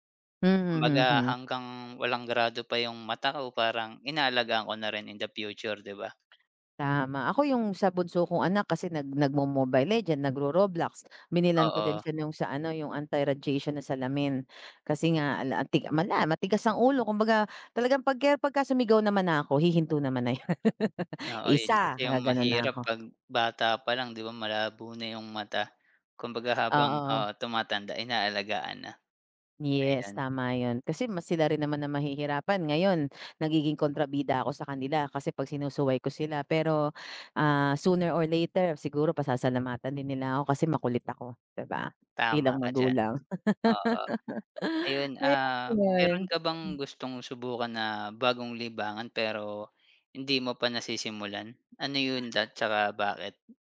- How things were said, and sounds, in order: tapping; chuckle; chuckle; other background noise
- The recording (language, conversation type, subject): Filipino, unstructured, Ano ang paborito mong libangan?